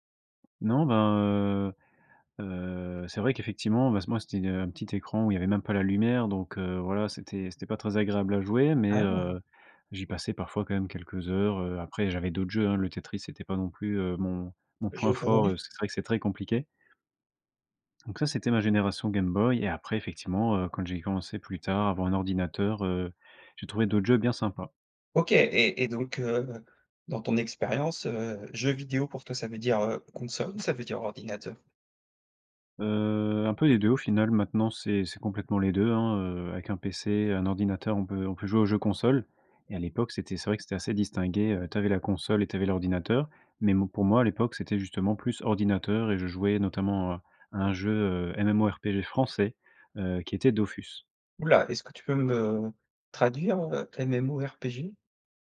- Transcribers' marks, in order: other background noise; drawn out: "Heu"; "bon" said as "mot"; stressed: "Ouh là"
- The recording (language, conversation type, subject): French, podcast, Quelle expérience de jeu vidéo de ton enfance te rend le plus nostalgique ?